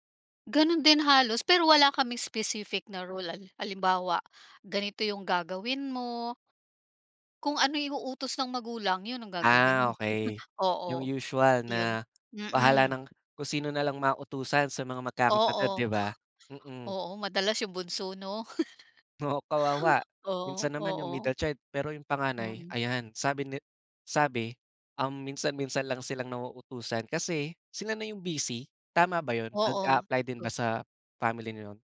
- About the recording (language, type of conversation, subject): Filipino, podcast, Paano ninyo hinahati ang mga gawaing-bahay sa inyong pamilya?
- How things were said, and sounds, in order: dog barking; tapping; other background noise; chuckle; snort; laugh; laughing while speaking: "Oo"